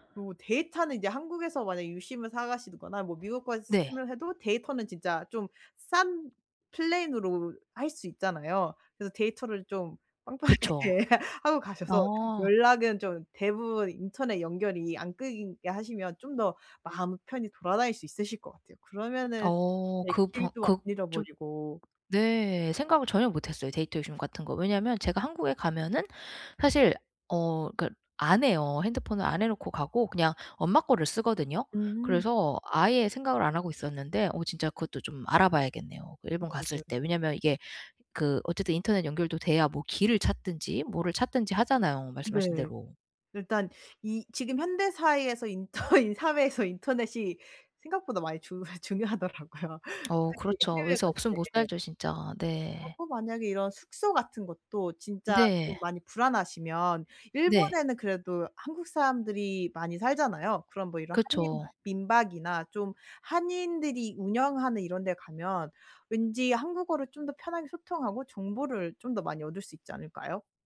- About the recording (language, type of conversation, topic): Korean, advice, 여행 전에 불안과 스트레스를 어떻게 관리하면 좋을까요?
- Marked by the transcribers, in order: other background noise; tapping; laughing while speaking: "빵빵하게 하고 가셔서"; laughing while speaking: "인터"; laughing while speaking: "중요하더라고요"